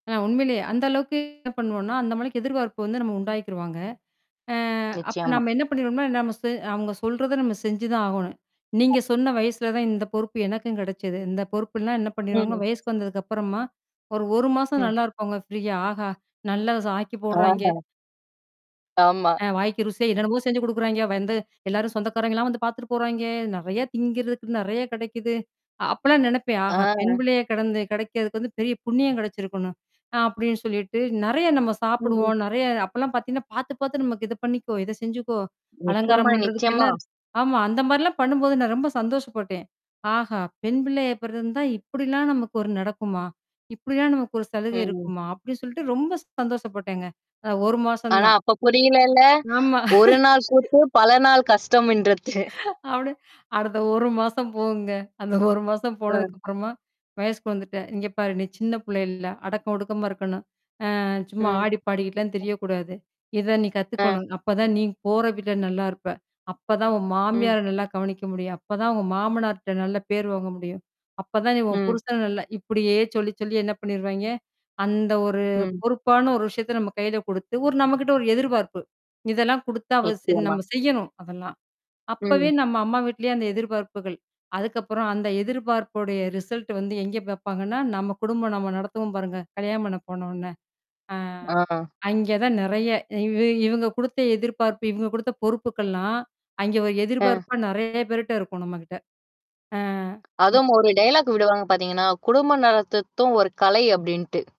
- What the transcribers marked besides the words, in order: mechanical hum; tapping; other background noise; in English: "ப்ரீயா"; distorted speech; other noise; surprised: "ஆஹா! பெண்பிள்ளையா பிறந்திருந்தா இப்பிடிலாம் நமக்கு ஒரு நடக்குமா? இப்பிடில்லாம் நமக்கு ஒரு சலுகை இருக்குமா!"; laugh; laughing while speaking: "அப்பிடி அடுத்த ஒரு மாசம் போகுங்க. அந்த ஒரு மாசம் போனதுக்கு அப்புறமா"; in English: "ரிசல்ட்"; "பண்ணி" said as "பண்ண"; "அதுவும்" said as "அதும்"; in English: "டயலாக்"
- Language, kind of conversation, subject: Tamil, podcast, குடும்பத்தின் எதிர்பார்ப்புகள் உங்களை சோர்வடையச் செய்கிறதா?